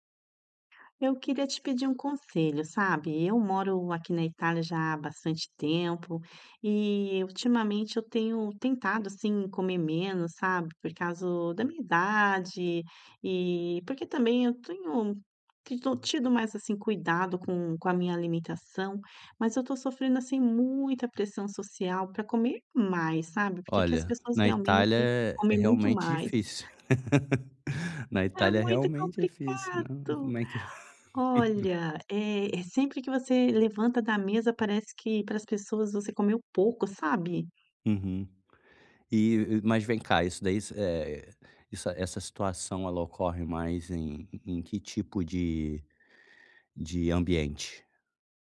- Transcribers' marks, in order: "causa" said as "causo"; laugh; laugh
- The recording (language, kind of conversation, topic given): Portuguese, advice, Como posso lidar com a pressão social para comer mais durante refeições em grupo?